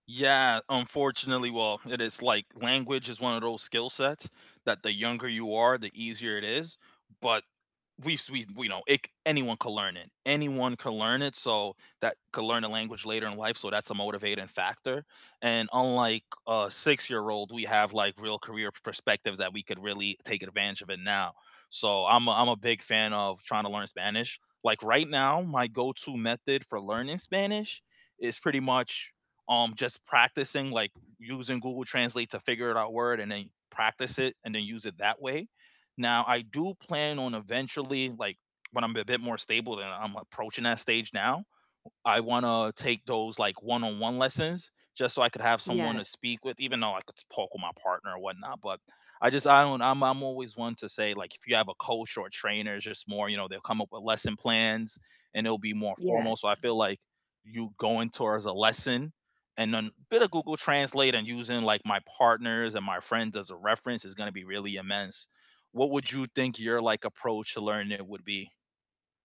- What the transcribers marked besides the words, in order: other background noise; tapping; distorted speech
- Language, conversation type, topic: English, unstructured, What skill are you learning or planning to start this year?
- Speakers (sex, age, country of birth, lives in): female, 50-54, United States, United States; male, 35-39, United States, United States